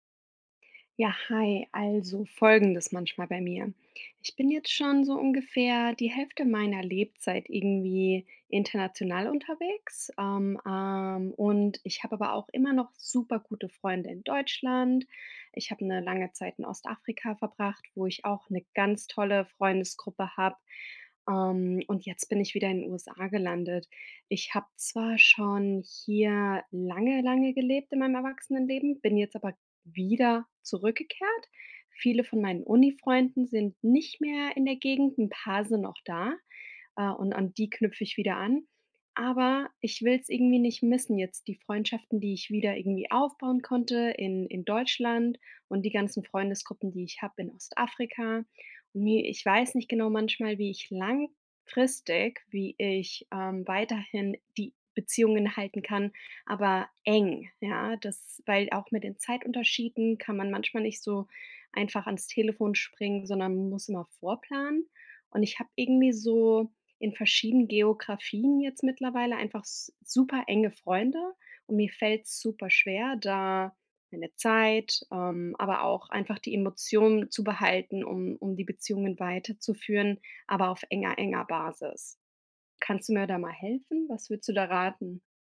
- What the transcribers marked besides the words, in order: stressed: "eng"
- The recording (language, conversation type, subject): German, advice, Wie kann ich mein soziales Netzwerk nach einem Umzug in eine neue Stadt langfristig pflegen?